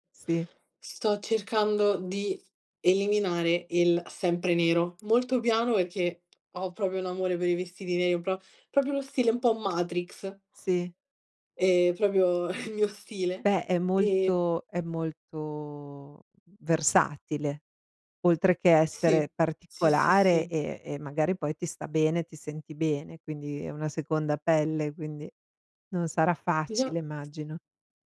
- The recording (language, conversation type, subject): Italian, podcast, Puoi raccontare un esempio di stile personale che ti rappresenta davvero?
- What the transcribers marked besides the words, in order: tapping; "proprio" said as "propo"; other background noise; "proprio" said as "propio"; "proprio" said as "propio"; chuckle